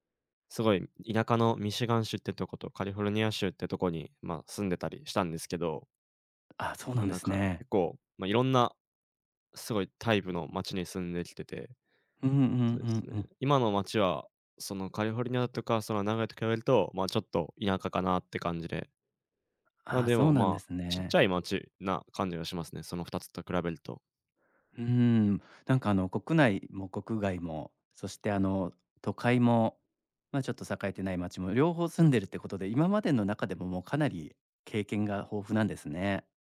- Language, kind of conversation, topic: Japanese, advice, 引っ越して新しい街で暮らすべきか迷っている理由は何ですか？
- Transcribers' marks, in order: none